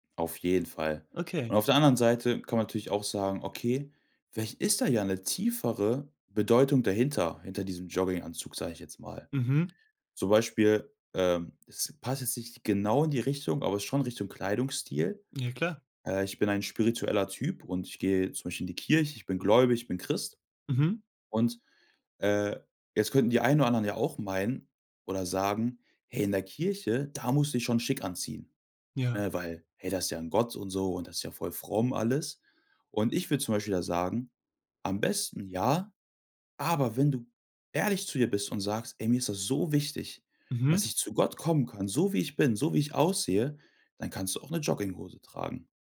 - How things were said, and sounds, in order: stressed: "jeden"; stressed: "ist"; stressed: "tiefere"; other noise; stressed: "ehrlich"; stressed: "so"
- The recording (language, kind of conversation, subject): German, podcast, Was bedeutet es für dich, authentisch zu sein?